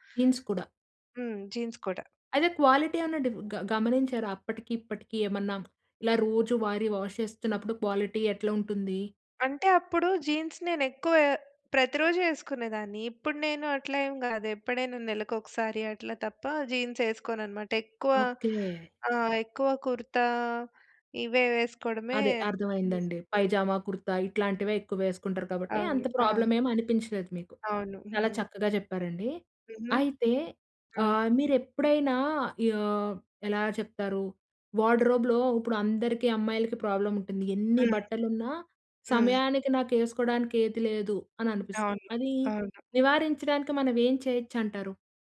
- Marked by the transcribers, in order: in English: "జీన్స్"; in English: "జీన్స్"; in English: "క్వాలిటీ"; in English: "వాష్"; in English: "క్వాలిటీ"; in English: "జీన్స్"; in English: "జీన్స్"; other noise; in English: "ప్రాబ్లమ్"; in English: "వార్డ్‌రోబ్‌లో"; other background noise; in English: "ప్రాబ్లమ్"
- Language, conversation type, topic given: Telugu, podcast, మీ గార్డ్రోబ్‌లో ఎప్పుడూ ఉండాల్సిన వస్తువు ఏది?